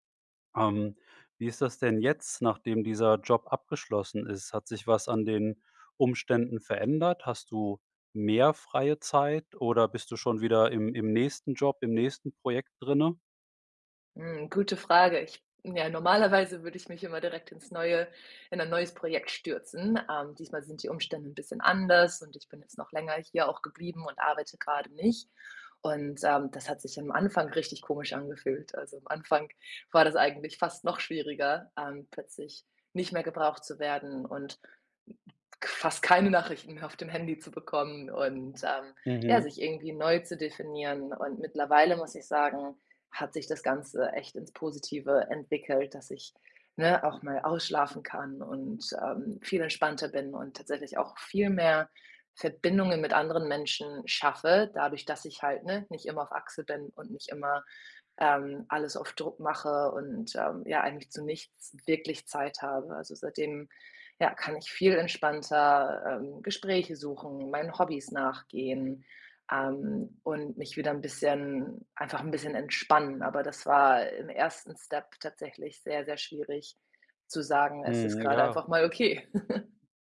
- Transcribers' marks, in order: chuckle
- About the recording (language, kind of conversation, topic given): German, advice, Wie kann ich mich außerhalb meines Jobs definieren, ohne ständig nur an die Arbeit zu denken?